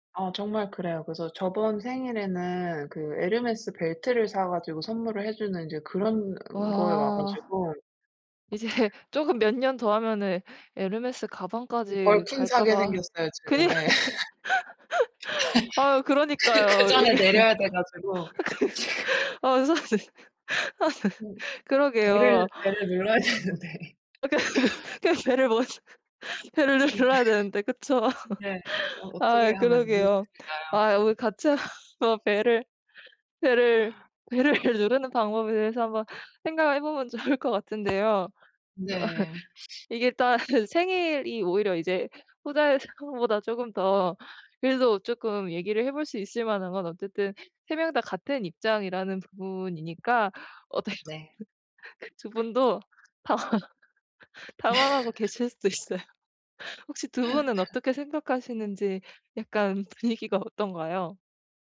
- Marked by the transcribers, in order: tapping; laughing while speaking: "이제"; tsk; in English: "Birkin"; laughing while speaking: "그니까"; laughing while speaking: "예. 그 그전에"; laugh; laughing while speaking: "이게 아 그 아 사실"; laughing while speaking: "지금"; unintelligible speech; unintelligible speech; gasp; laughing while speaking: "되는데"; laughing while speaking: "아 그냥 벨 그냥 벨을 먼 벨을 눌러야 되는데 그쵸"; other background noise; laughing while speaking: "네"; laugh; laughing while speaking: "한번 벨을 벨을 벨을 누르는 … 어. 이게 딱"; breath; laughing while speaking: "상황보다 조금 더"; laughing while speaking: "어떻게 그 그 두 분도 당황 당황하고 계실 수도 있어요"; laugh
- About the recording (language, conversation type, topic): Korean, advice, 친구 모임 비용이 부담될 때 어떻게 말하면 좋을까요?